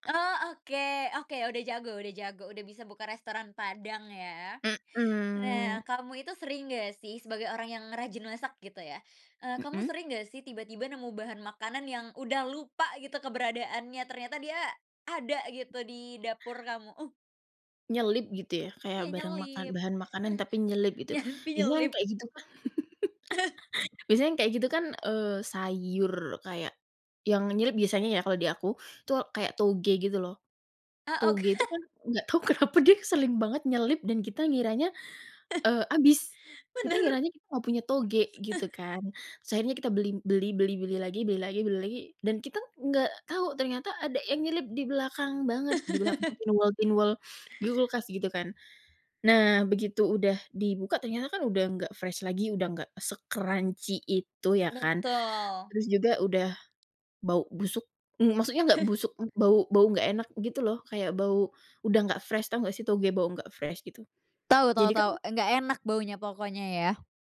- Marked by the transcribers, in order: other background noise; laughing while speaking: "Nyampi nyelip"; tapping; laugh; laughing while speaking: "oke"; laughing while speaking: "kenapa dia"; laugh; laughing while speaking: "Bener"; laugh; laugh; in English: "pinwall-pinwall"; in English: "fresh"; in English: "se-crunchy"; laugh; in English: "fresh"; in English: "fresh"
- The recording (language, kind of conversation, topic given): Indonesian, podcast, Bagaimana kamu mengurangi sampah makanan di dapur sehari-hari?